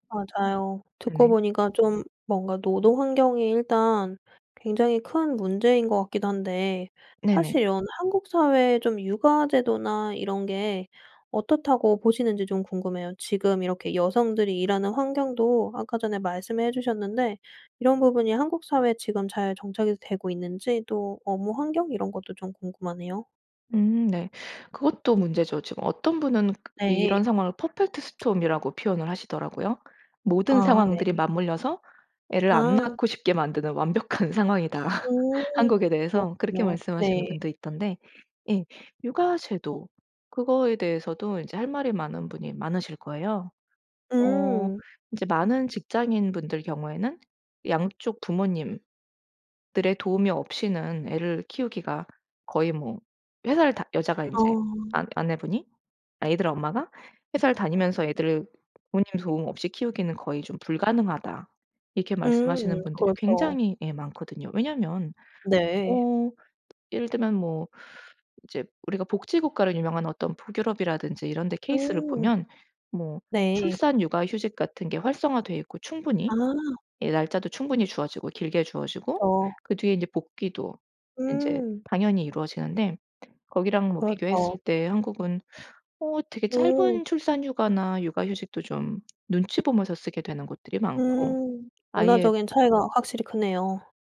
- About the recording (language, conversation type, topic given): Korean, podcast, 아이를 가질지 말지 고민할 때 어떤 요인이 가장 결정적이라고 생각하시나요?
- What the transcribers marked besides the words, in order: other background noise; tapping; laughing while speaking: "완벽한 상황이다"